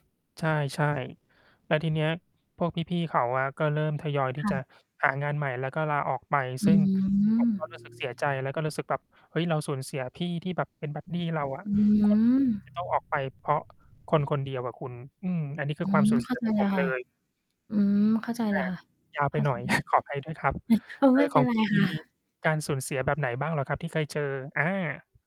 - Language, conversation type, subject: Thai, unstructured, คนส่วนใหญ่มักรับมือกับความสูญเสียอย่างไร?
- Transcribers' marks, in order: mechanical hum; distorted speech; other street noise; chuckle